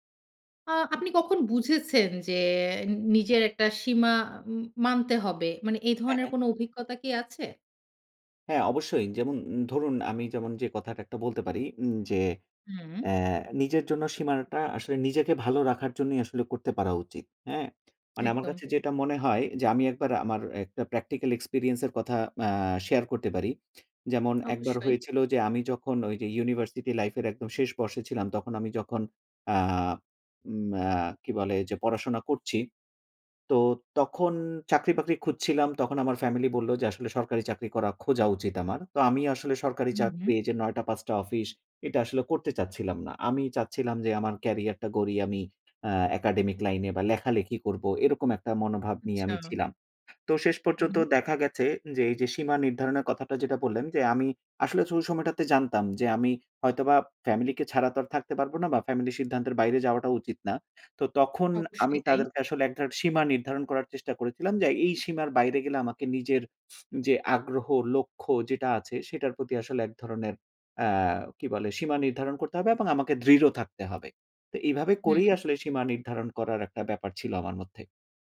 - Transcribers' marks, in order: tapping; in English: "প্র্যাকটিক্যাল এক্সপেরিয়েন্স"; "ওই" said as "ছই"; snort; other noise
- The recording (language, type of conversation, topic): Bengali, podcast, আপনি কীভাবে নিজের সীমা শনাক্ত করেন এবং সেই সীমা মেনে চলেন?